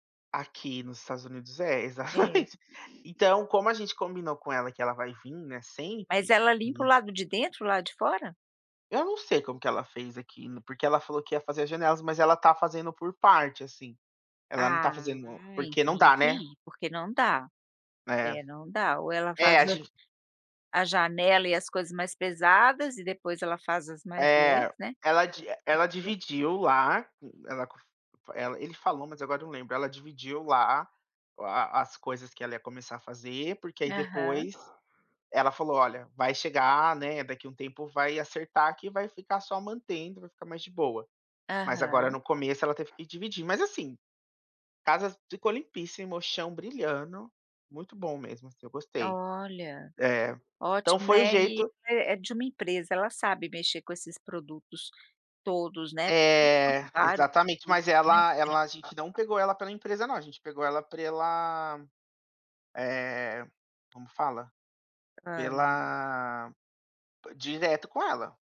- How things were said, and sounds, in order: laughing while speaking: "exatamente"; tapping; other background noise; unintelligible speech; "pela" said as "prela"
- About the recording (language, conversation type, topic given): Portuguese, podcast, Como falar sobre tarefas domésticas sem brigar?